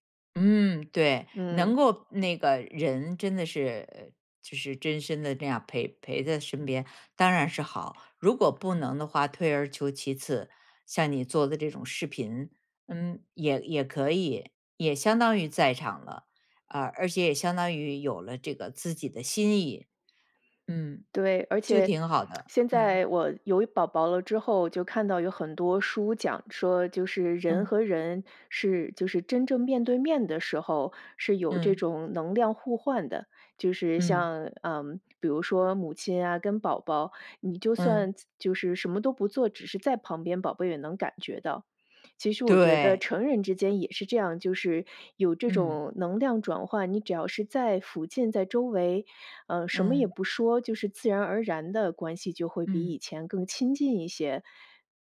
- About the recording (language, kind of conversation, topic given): Chinese, podcast, 你觉得陪伴比礼物更重要吗？
- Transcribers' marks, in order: lip smack